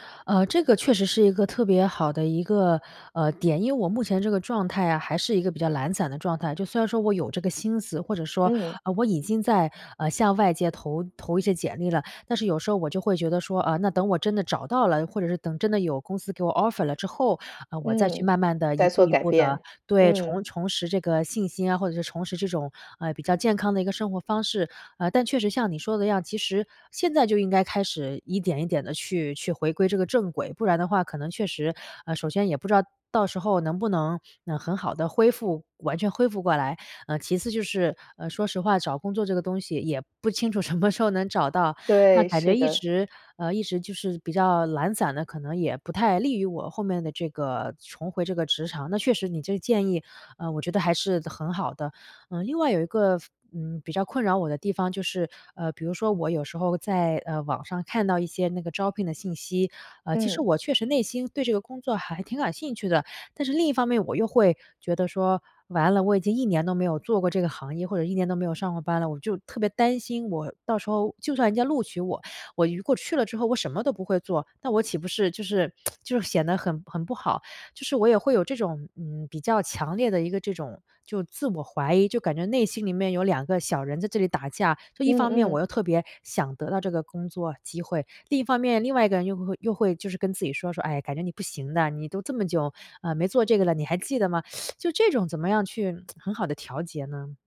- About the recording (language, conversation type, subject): Chinese, advice, 中断一段时间后开始自我怀疑，怎样才能重新找回持续的动力和自律？
- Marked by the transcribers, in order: in English: "offer"; laughing while speaking: "什么时"; tsk; teeth sucking; tsk